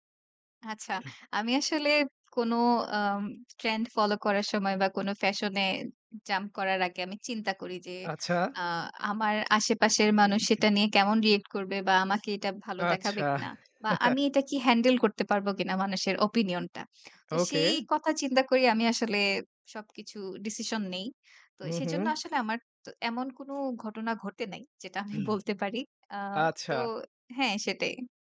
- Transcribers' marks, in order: other background noise; throat clearing; chuckle; throat clearing; laughing while speaking: "যেটা আমি বলতে পারি"
- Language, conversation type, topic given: Bengali, podcast, স্টাইলিংয়ে সোশ্যাল মিডিয়ার প্রভাব আপনি কেমন দেখেন?